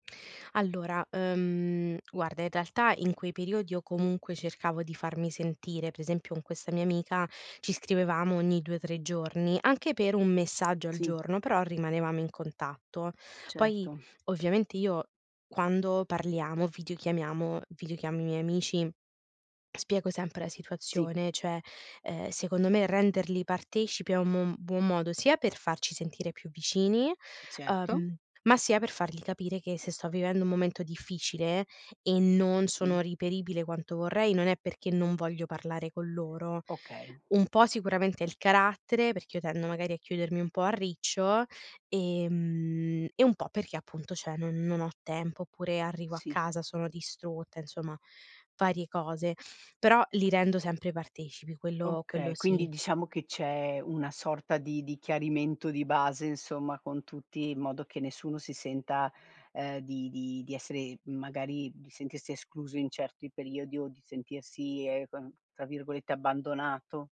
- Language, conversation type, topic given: Italian, podcast, Come fai a mantenere le amicizie nel tempo?
- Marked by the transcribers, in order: "reperibile" said as "riperibile"; tapping; "cioè" said as "ceh"